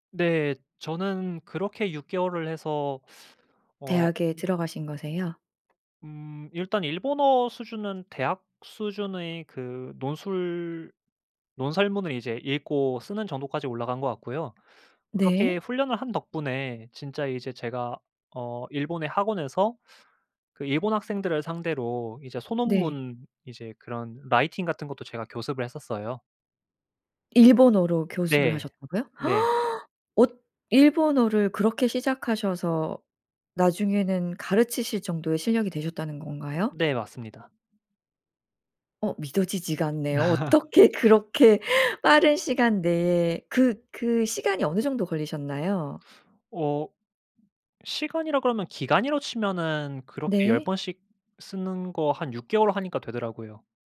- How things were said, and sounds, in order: in English: "라이팅"; gasp; inhale; other background noise
- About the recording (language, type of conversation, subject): Korean, podcast, 초보자가 창의성을 키우기 위해 어떤 연습을 하면 좋을까요?